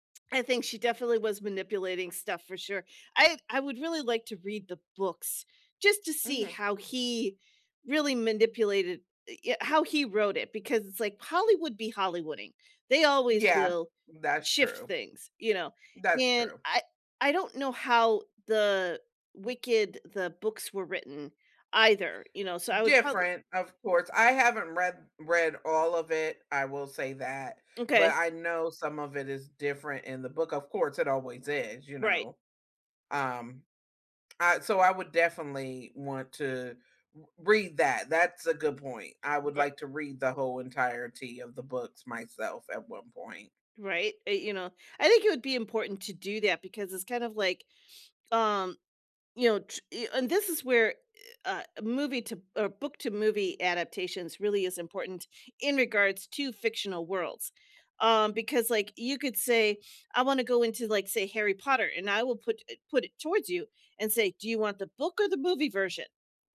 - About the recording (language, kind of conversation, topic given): English, unstructured, If you could move into any fictional world, where would you live and what draws you there?
- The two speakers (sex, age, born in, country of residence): female, 45-49, United States, United States; female, 50-54, United States, United States
- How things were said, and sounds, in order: tapping